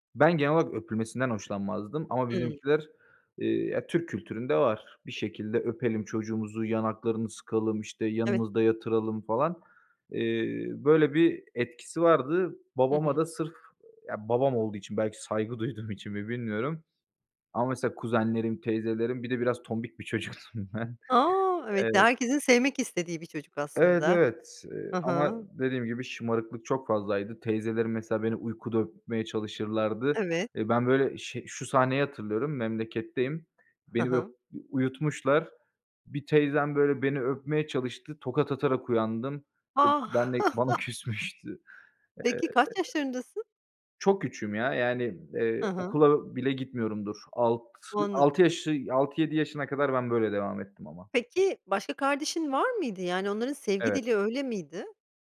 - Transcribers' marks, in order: other background noise; laughing while speaking: "duyduğum"; laughing while speaking: "çocuktum ben"; chuckle; laughing while speaking: "küsmüştü"
- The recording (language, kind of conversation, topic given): Turkish, podcast, Aileniz sevginizi nasıl gösterirdi?